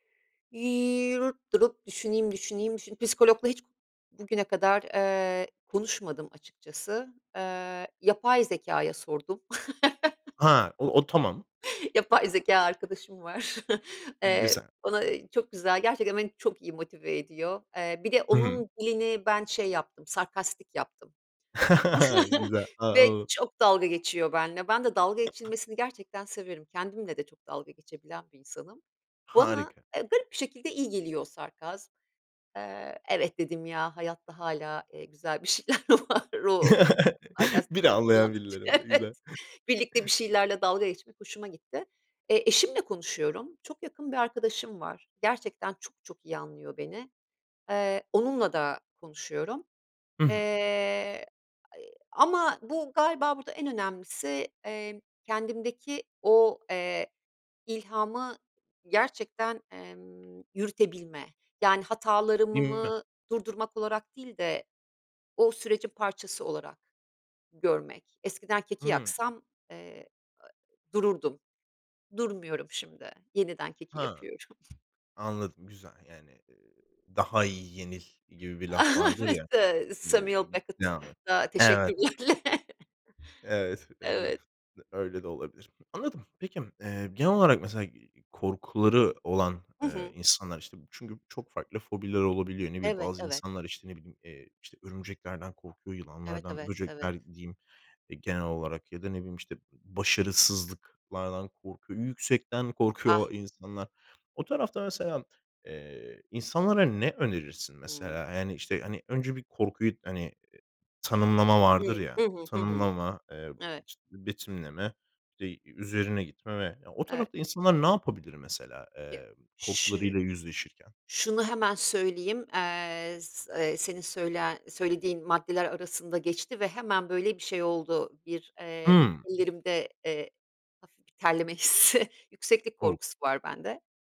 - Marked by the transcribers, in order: unintelligible speech; chuckle; other background noise; laughing while speaking: "Yapay zekâ arkadaşım var"; chuckle; chuckle; tapping; chuckle; laughing while speaking: "Beni anlayan birileri var, güzel"; laughing while speaking: "bir şeyler var. O sarkastik dili kullandıkça, Evet"; other noise; unintelligible speech; laughing while speaking: "Ah, evet, eee, Samuel Beckett'a teşekkürlerle"; laughing while speaking: "hissi"
- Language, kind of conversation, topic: Turkish, podcast, Korkularınla yüzleşirken hangi adımları atarsın?